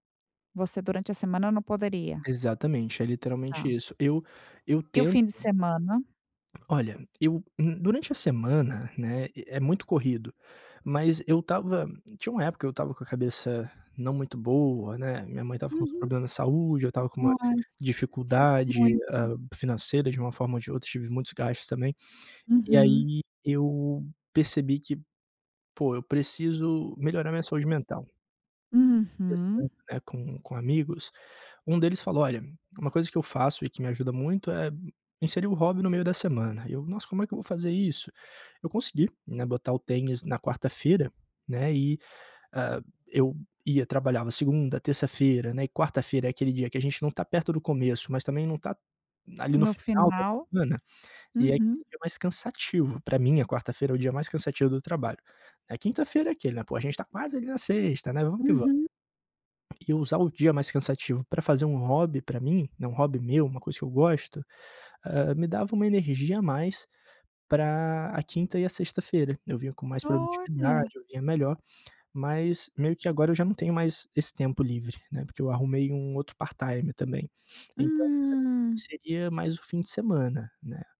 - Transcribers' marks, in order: "Poxa" said as "Pô"; "Poxa" said as "Pô"; tapping
- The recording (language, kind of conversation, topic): Portuguese, advice, Como posso começar um novo hobby sem ficar desmotivado?